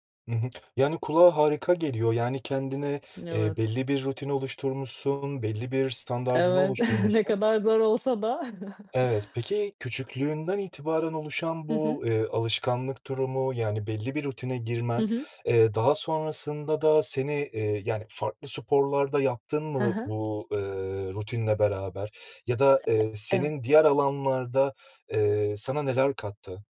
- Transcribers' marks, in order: chuckle; other background noise; chuckle; tapping
- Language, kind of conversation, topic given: Turkish, podcast, Hobilerinden birini ilk kez nasıl keşfettin?